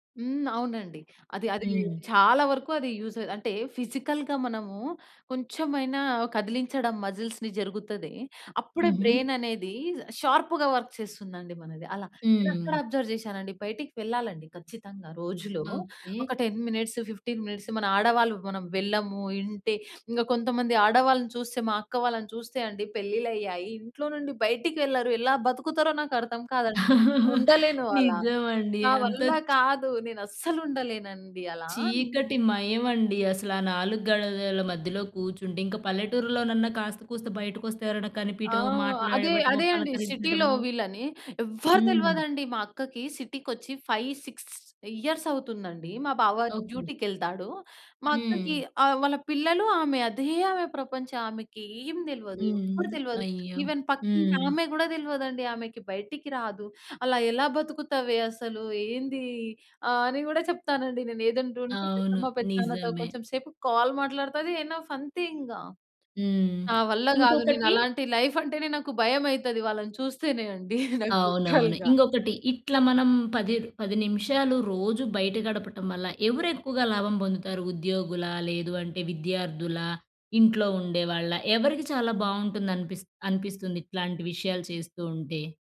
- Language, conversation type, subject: Telugu, podcast, ఒక వారం పాటు రోజూ బయట 10 నిమిషాలు గడిపితే ఏ మార్పులు వస్తాయని మీరు భావిస్తారు?
- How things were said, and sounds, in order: in English: "యూజ్"; in English: "ఫిజికల్‌గా"; in English: "మజిల్స్‌ని"; in English: "బ్రైన్"; in English: "షార్ప్‌గా వర్క్"; in English: "అబ్జర్వ్"; in English: "టెన్ మినిట్స్ ఫిఫ్టీన్ మినిట్స్"; chuckle; in English: "సిటీలో"; in English: "ఫైవ్ సిక్స్ ఇయర్స్"; in English: "ఈవెన్"; in English: "కాల్"; in English: "ఎనఫ్"; in English: "లైఫ్"; in English: "లిట్‌రల్‌గా"; chuckle